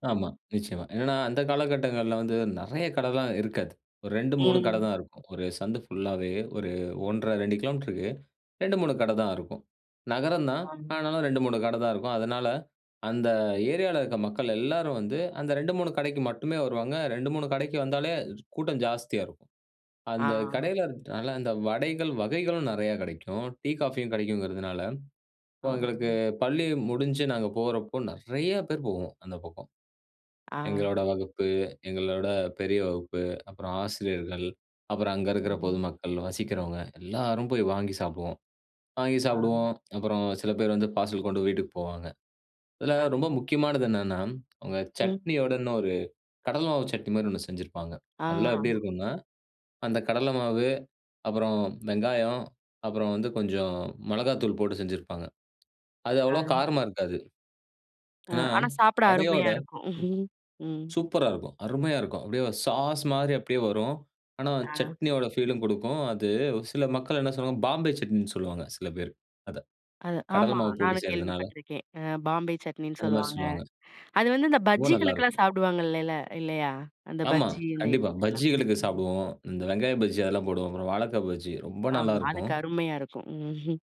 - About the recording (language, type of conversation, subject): Tamil, podcast, நண்பருக்கு மனச்சோர்வு ஏற்பட்டால் நீங்கள் எந்த உணவைச் சமைத்து கொடுப்பீர்கள்?
- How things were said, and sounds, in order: drawn out: "ஆ"; unintelligible speech; other noise; chuckle; chuckle